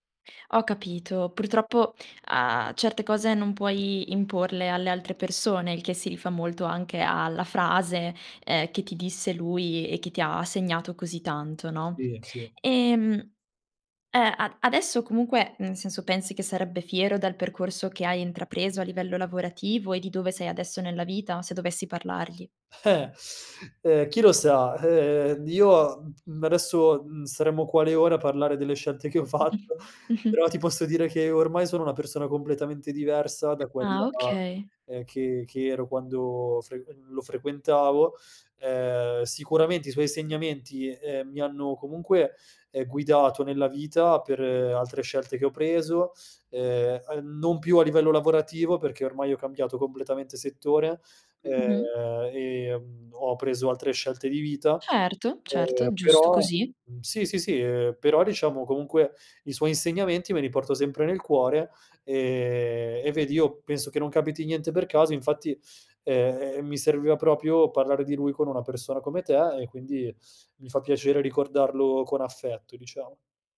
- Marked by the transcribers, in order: laughing while speaking: "che ho fatto"; chuckle; "proprio" said as "propio"
- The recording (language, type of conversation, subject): Italian, podcast, Quale mentore ha avuto il maggiore impatto sulla tua carriera?